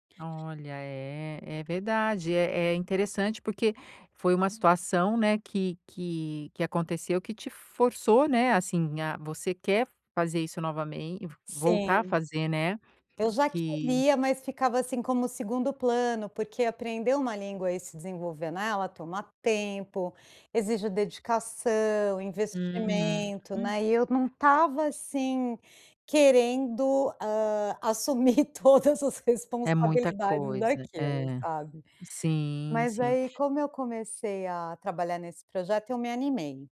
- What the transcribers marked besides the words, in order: other noise; laughing while speaking: "todas as"
- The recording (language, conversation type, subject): Portuguese, advice, Como posso praticar conversação e reduzir a ansiedade ao falar?